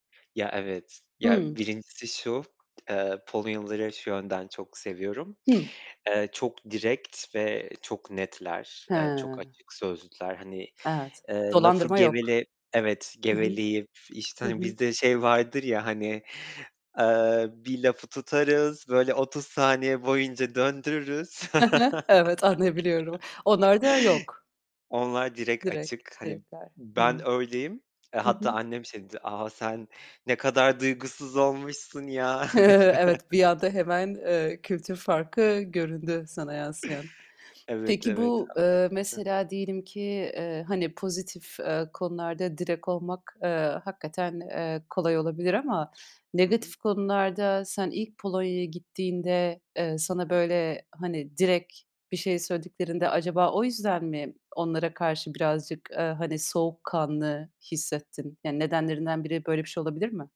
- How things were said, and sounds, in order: other background noise; distorted speech; chuckle; chuckle; tapping; chuckle; laughing while speaking: "dedi"
- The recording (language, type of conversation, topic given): Turkish, podcast, Göç deneyimin kimliğini nasıl değiştirdi, anlatır mısın?